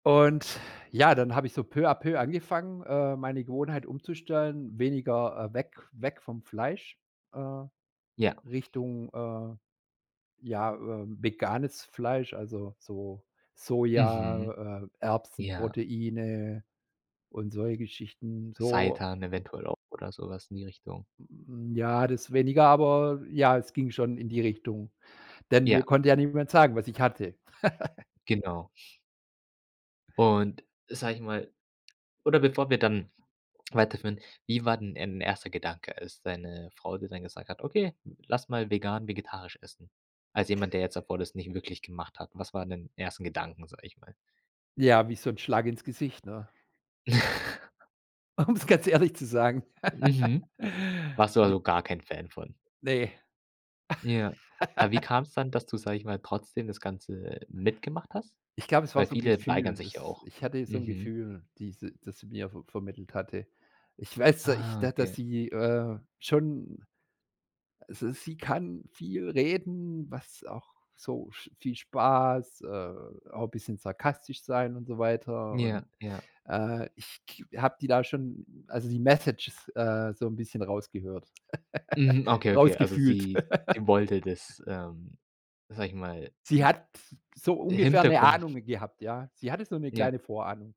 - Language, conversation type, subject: German, podcast, Welche kleine Gewohnheit hat dein Leben verbessert?
- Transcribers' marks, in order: giggle; chuckle; laughing while speaking: "Um es ganz ehrlich"; giggle; giggle; in English: "Messages"; giggle; other noise